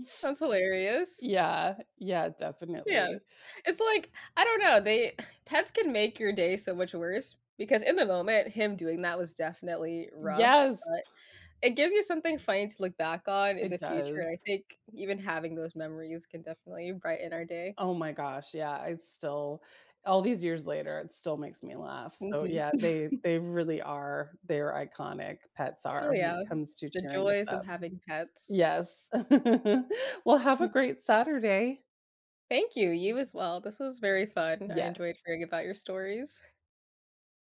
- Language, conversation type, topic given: English, unstructured, How can my pet help me feel better on bad days?
- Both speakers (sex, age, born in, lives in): female, 20-24, United States, United States; female, 45-49, United States, United States
- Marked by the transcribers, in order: other background noise; tapping; chuckle; chuckle